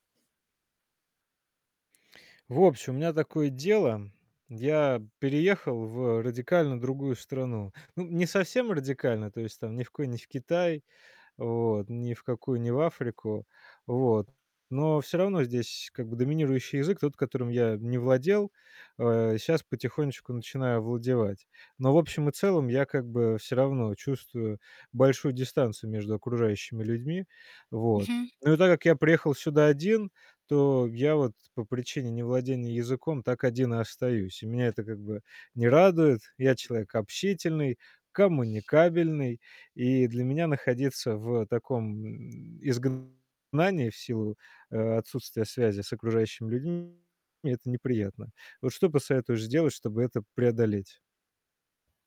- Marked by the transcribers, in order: other background noise; distorted speech
- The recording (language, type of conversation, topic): Russian, advice, С какими трудностями вы сталкиваетесь при поиске друзей и как справляетесь с чувством одиночества в новом месте?